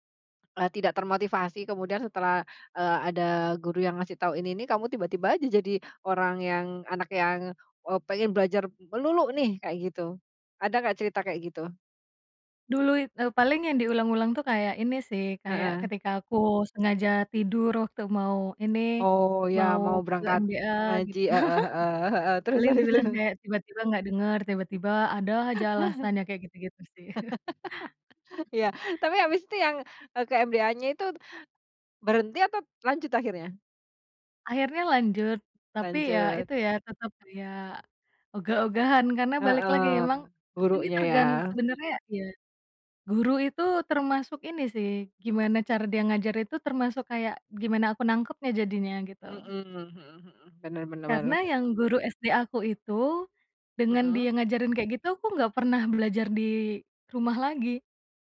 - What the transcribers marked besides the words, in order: laugh; chuckle; laugh; chuckle
- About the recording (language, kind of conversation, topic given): Indonesian, podcast, Bagaimana mentor dapat membantu ketika kamu merasa buntu belajar atau kehilangan motivasi?